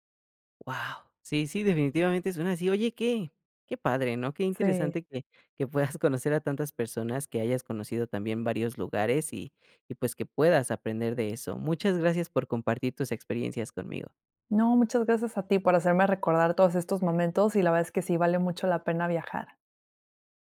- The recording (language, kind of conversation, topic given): Spanish, podcast, ¿Qué consejos tienes para hacer amigos viajando solo?
- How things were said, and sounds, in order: surprised: "Guau"